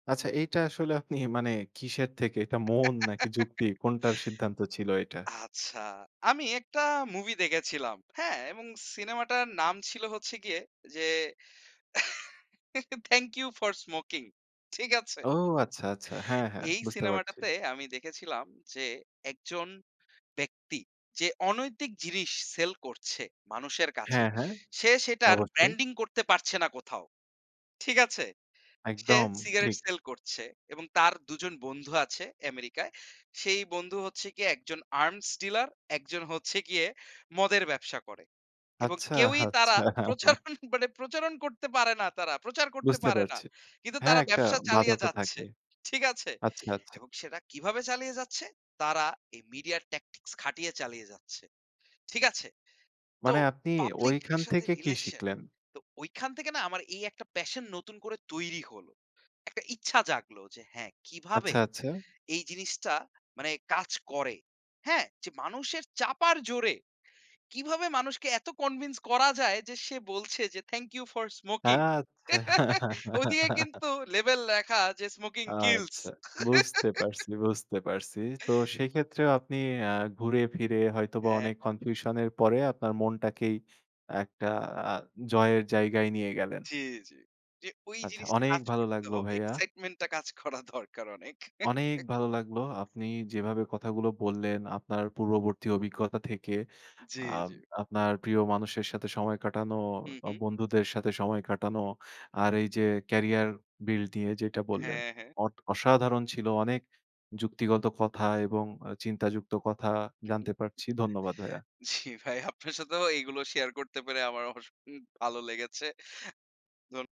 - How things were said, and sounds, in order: giggle; laughing while speaking: "Thank You for Smoking"; laughing while speaking: "আচ্ছা"; in English: "ট্যাকটিক্স"; drawn out: "আচ্ছা"; laugh; giggle; giggle; tapping; laughing while speaking: "কাজ করা দরকার অনেক"; chuckle; chuckle; laughing while speaking: "জি ভাই আপনার সাথেও"; laughing while speaking: "অসং ভালো লেগেছে"
- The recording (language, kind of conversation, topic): Bengali, podcast, মন নাকি যুক্তি—কোনটা মেনে চলেন বেশি?